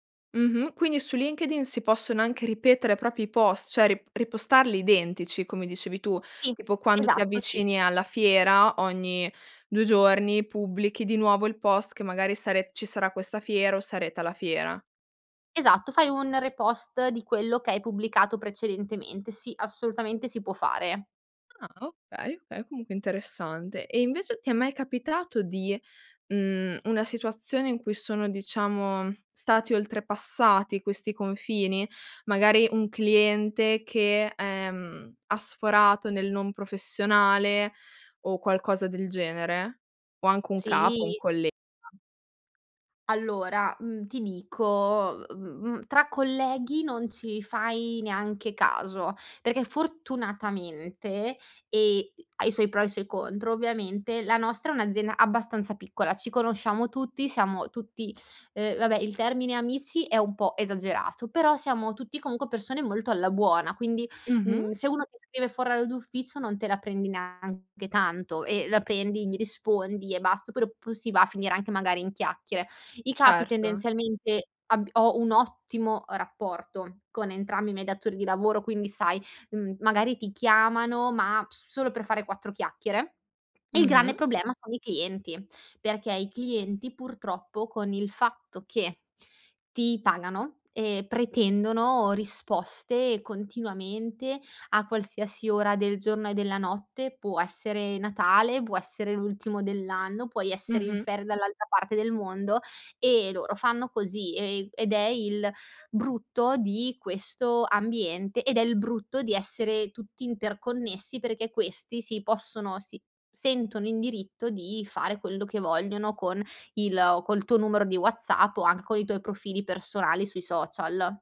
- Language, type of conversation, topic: Italian, podcast, Come gestisci i limiti nella comunicazione digitale, tra messaggi e social media?
- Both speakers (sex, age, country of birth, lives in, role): female, 20-24, Italy, Italy, host; female, 25-29, Italy, Italy, guest
- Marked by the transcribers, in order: "proprio" said as "propio"; in English: "repostalli"; "repostarli" said as "repostalli"; in English: "repost"; tapping; stressed: "fortunatamente"; other background noise